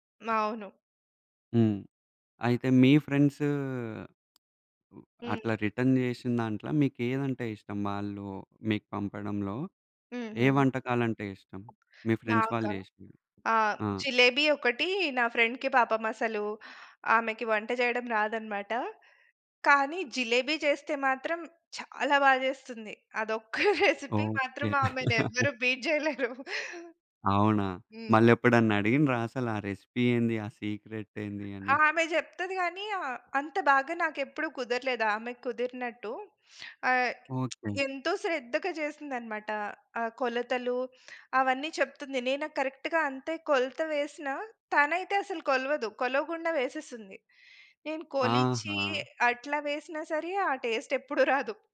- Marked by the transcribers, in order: "మావును" said as "అవును"; tapping; in English: "రిటర్న్"; in English: "ఫ్రెండ్స్"; in English: "జిలేబి"; in English: "ఫ్రెండ్‌కి"; in English: "జిలేబీ"; laughing while speaking: "రెసిపీ"; in English: "రెసిపీ"; giggle; in English: "బీట్"; giggle; in English: "రెసిపీ"; in English: "సీక్రెట్"; lip smack; in English: "కరెక్ట్‌గా"; in English: "టేస్ట్"
- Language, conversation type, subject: Telugu, podcast, వంటకాన్ని పంచుకోవడం మీ సామాజిక సంబంధాలను ఎలా బలోపేతం చేస్తుంది?